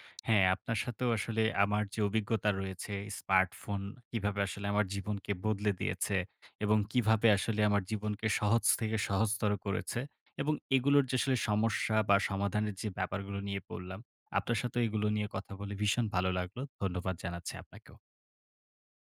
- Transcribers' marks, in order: none
- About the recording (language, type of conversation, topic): Bengali, podcast, তোমার ফোন জীবনকে কীভাবে বদলে দিয়েছে বলো তো?